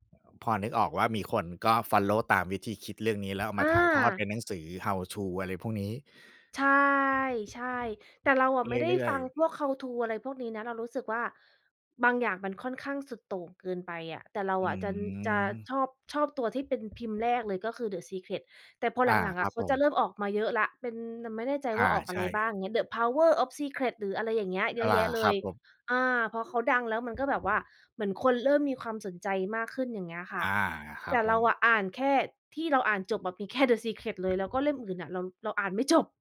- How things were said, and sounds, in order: unintelligible speech; tapping; in English: "How to"; in English: "How to"
- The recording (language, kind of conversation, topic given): Thai, unstructured, การอ่านหนังสือเปลี่ยนแปลงตัวคุณอย่างไรบ้าง?